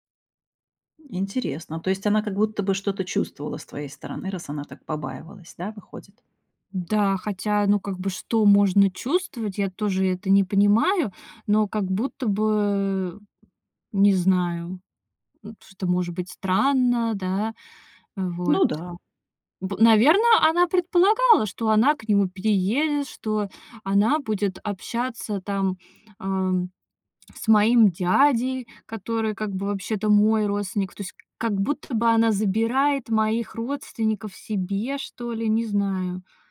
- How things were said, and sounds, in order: tapping
- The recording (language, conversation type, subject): Russian, advice, Почему я завидую успехам друга в карьере или личной жизни?